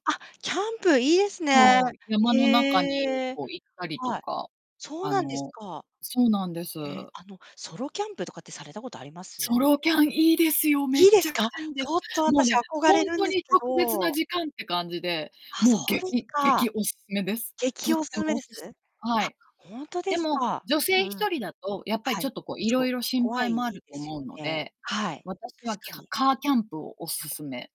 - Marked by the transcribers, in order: distorted speech
- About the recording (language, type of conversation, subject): Japanese, unstructured, 自分だけの特別な時間を、どのように作っていますか？